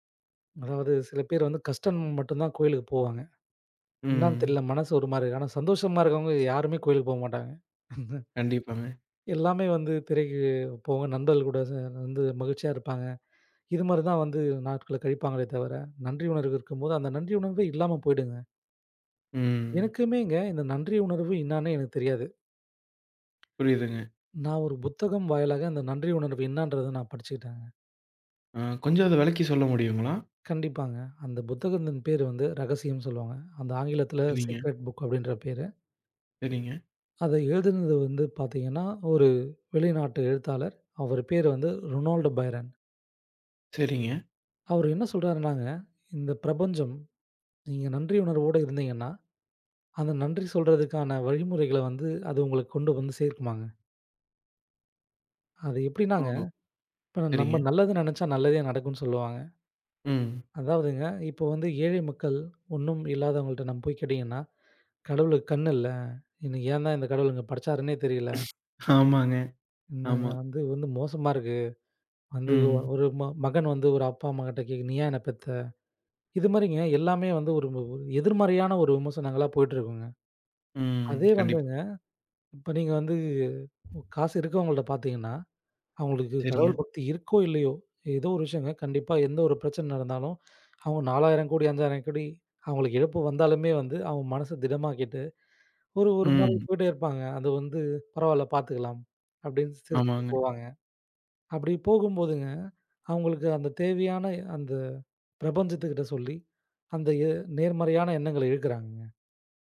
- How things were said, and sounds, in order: "கஷ்டம்" said as "கஷ்டன்"; laugh; laughing while speaking: "ஆமாங்க, ஆமா"; other noise
- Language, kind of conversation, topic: Tamil, podcast, நாள்தோறும் நன்றியுணர்வு பழக்கத்தை நீங்கள் எப்படி உருவாக்கினீர்கள்?